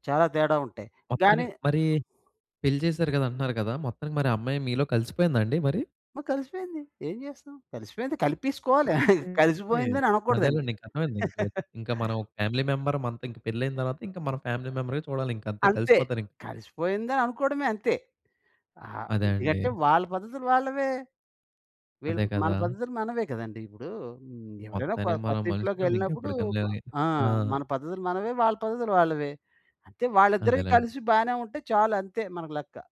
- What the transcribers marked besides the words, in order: other background noise; laughing while speaking: "కలిసిపోయిందని అనకూడదండి"; in English: "ఫ్యామిలీ మెంబర్"; in English: "ఫ్యామిలీ మెంబరే"
- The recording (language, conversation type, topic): Telugu, podcast, తరాల మధ్య బంధాలను మెరుగుపరచడానికి మొదట ఏమి చేయాలి?